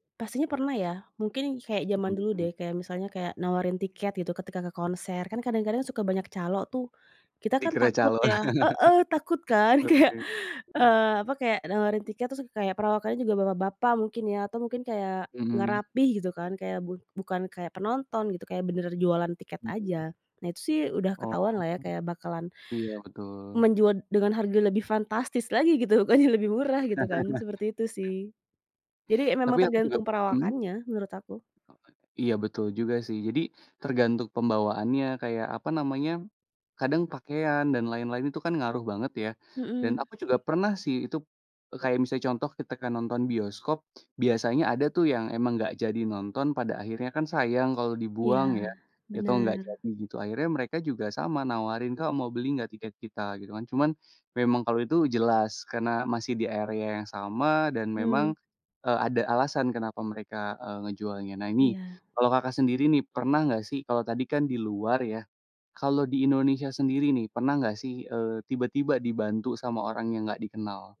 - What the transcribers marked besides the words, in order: laugh; laughing while speaking: "kayak"; laughing while speaking: "gitu, bukannya"; laugh; other noise
- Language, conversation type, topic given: Indonesian, podcast, Apa pengalamanmu saat bertemu orang asing yang membantumu?